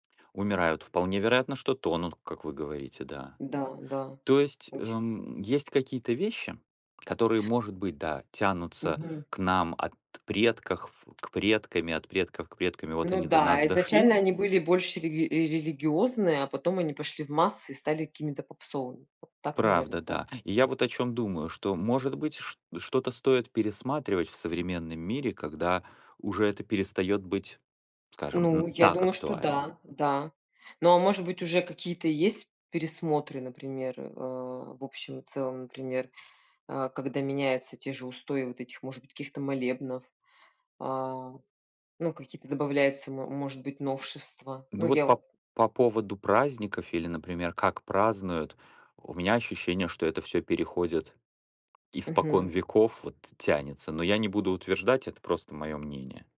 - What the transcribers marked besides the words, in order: tapping
- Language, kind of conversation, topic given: Russian, unstructured, Как религиозные обряды объединяют людей?